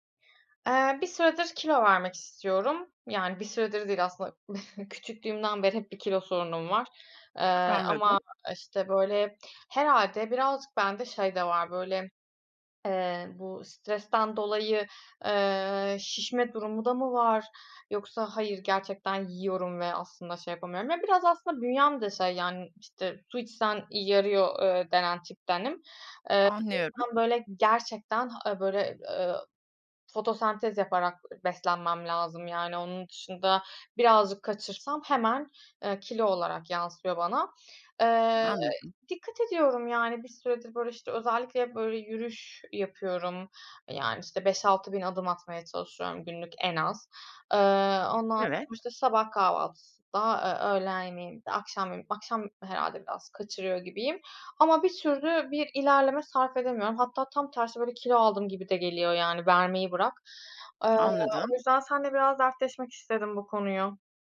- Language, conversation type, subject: Turkish, advice, Kilo verme çabalarımda neden uzun süredir ilerleme göremiyorum?
- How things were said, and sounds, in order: chuckle; other background noise